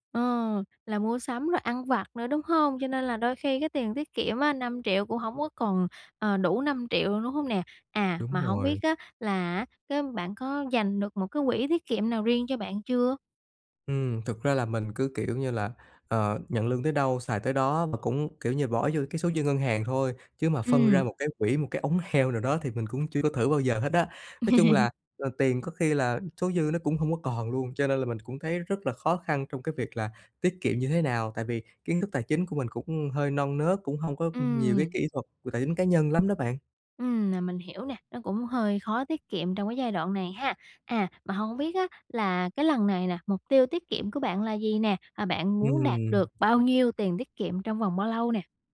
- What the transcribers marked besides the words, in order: other background noise; tapping; chuckle
- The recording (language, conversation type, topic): Vietnamese, advice, Làm thế nào để tiết kiệm khi sống ở một thành phố có chi phí sinh hoạt đắt đỏ?